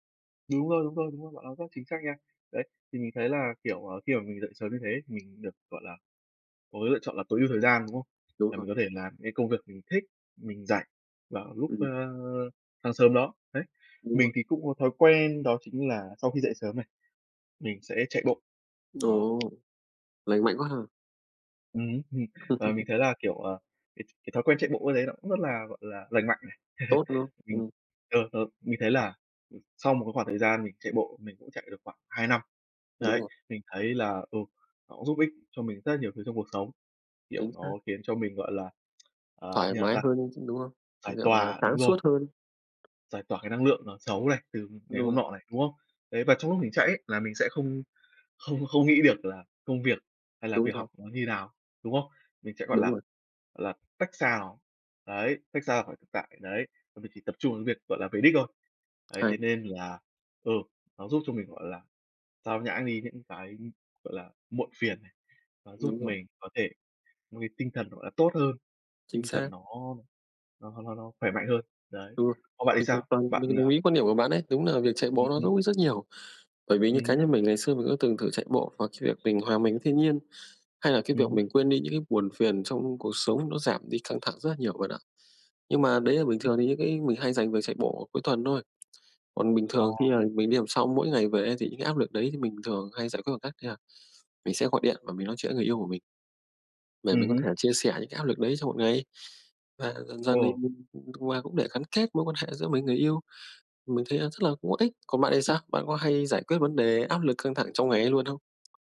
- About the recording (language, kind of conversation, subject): Vietnamese, unstructured, Bạn làm gì để cân bằng giữa công việc và cuộc sống?
- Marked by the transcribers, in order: tapping; chuckle; chuckle; other background noise